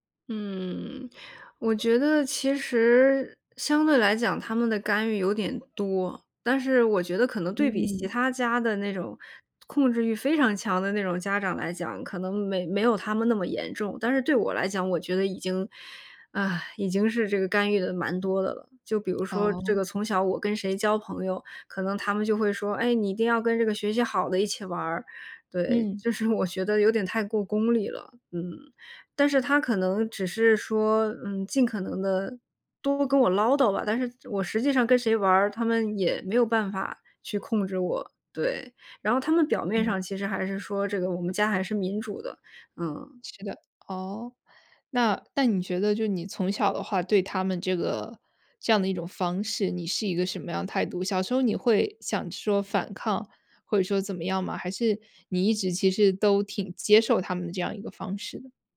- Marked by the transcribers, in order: none
- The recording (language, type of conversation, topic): Chinese, podcast, 当父母干预你的生活时，你会如何回应？